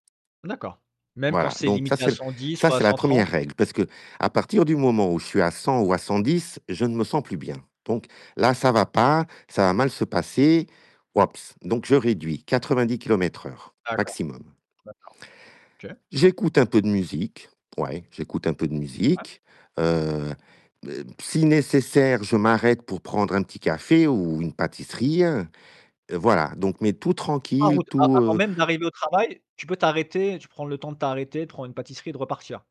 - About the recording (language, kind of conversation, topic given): French, podcast, Quelle est ta routine du matin, et que fais-tu pour bien commencer ta journée ?
- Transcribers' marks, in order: distorted speech; tapping